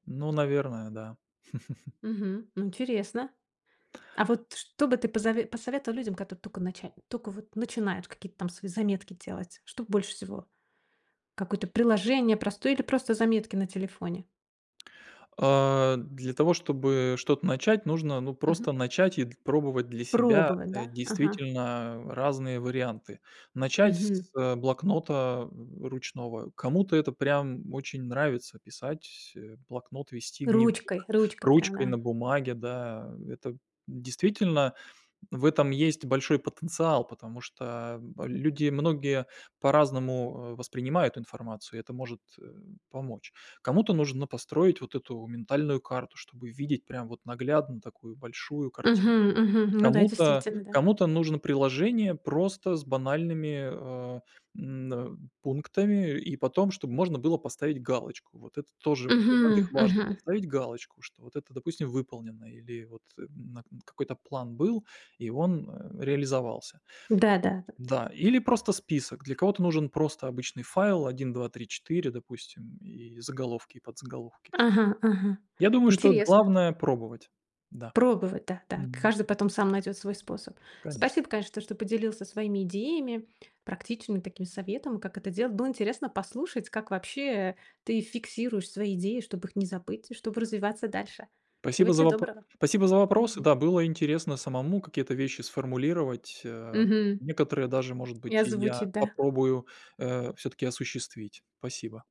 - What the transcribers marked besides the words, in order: chuckle; other background noise; tapping
- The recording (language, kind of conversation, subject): Russian, podcast, Как ты фиксируешь внезапные идеи, чтобы не забыть?